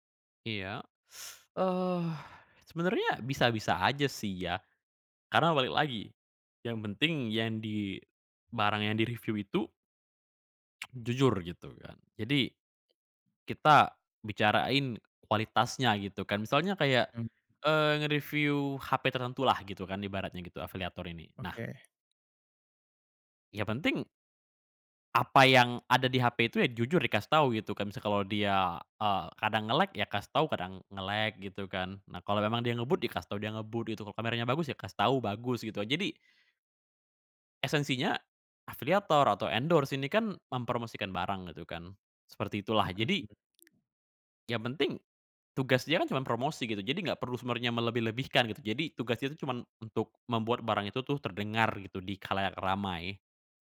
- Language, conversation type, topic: Indonesian, podcast, Apa yang membuat konten influencer terasa asli atau palsu?
- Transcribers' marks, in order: teeth sucking; other background noise; tapping; in English: "nge-lag"; in English: "nge-lag"; in English: "endorse"